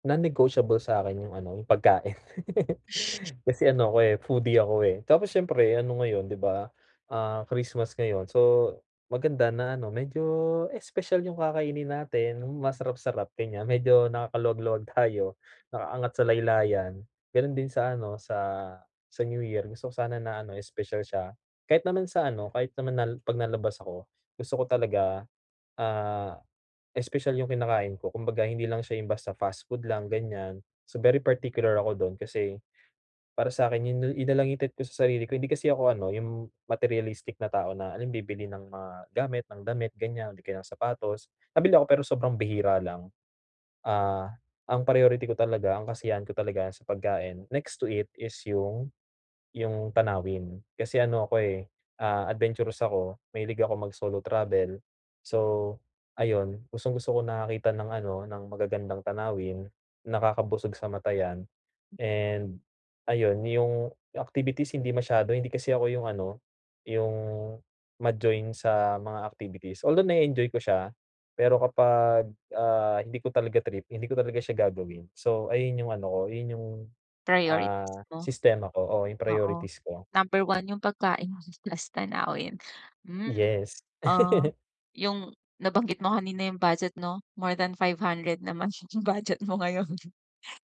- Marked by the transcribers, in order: in English: "Non-negotiable"; other background noise; laugh; unintelligible speech; tapping; laughing while speaking: "pagkain"; laugh; laughing while speaking: "naman yung budget mo ngayon"
- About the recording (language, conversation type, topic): Filipino, advice, Paano ko mabibigyang-priyoridad ang kasiyahan sa limitadong oras ng bakasyon ko?